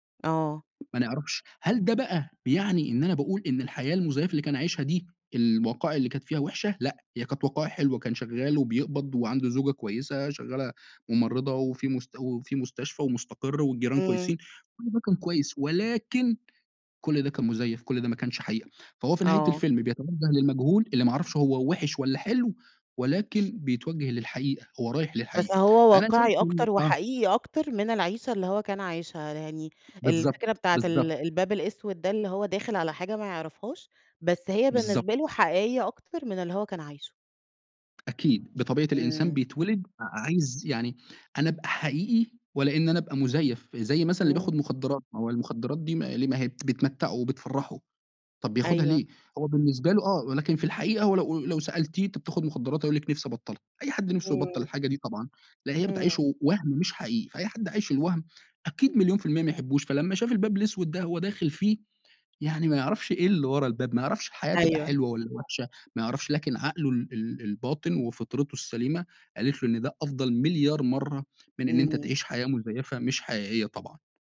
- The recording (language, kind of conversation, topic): Arabic, podcast, ما آخر فيلم أثّر فيك وليه؟
- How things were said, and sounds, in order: tapping